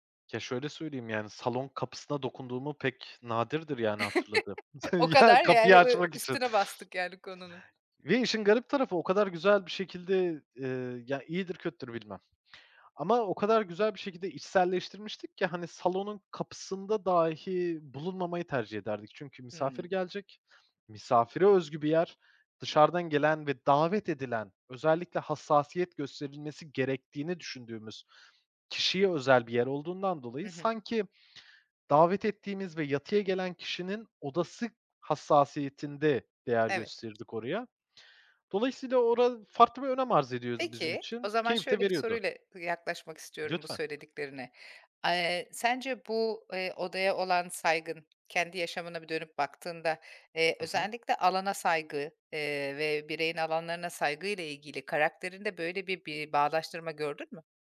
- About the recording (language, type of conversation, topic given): Turkish, podcast, Misafir ağırlarken konforu nasıl sağlarsın?
- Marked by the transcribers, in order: chuckle; laughing while speaking: "Ya, kapıyı açmak için"; other background noise; tapping